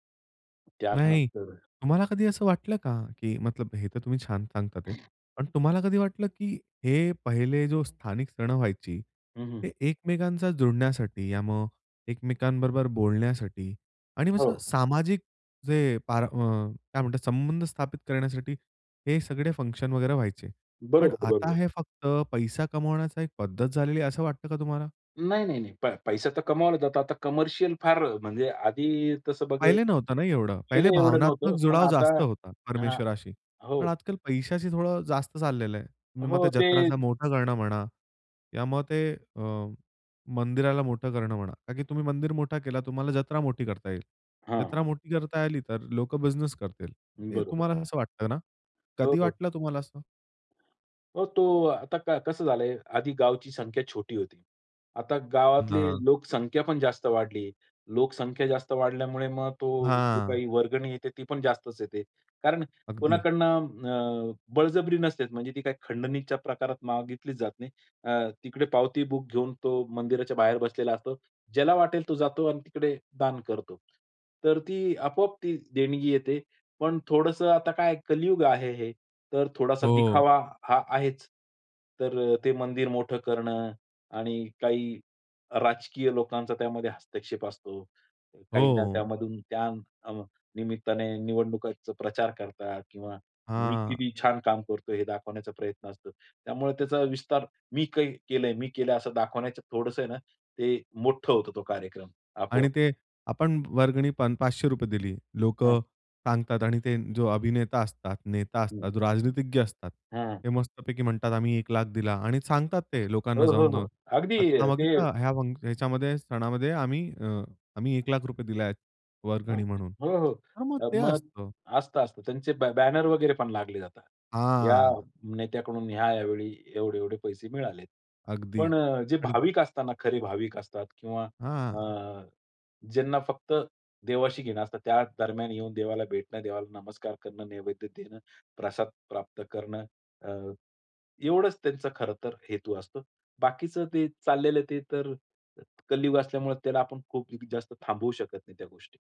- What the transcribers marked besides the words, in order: other noise; tapping; other background noise; fan
- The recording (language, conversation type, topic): Marathi, podcast, स्थानिक सणातला तुझा आवडता, विसरता न येणारा अनुभव कोणता होता?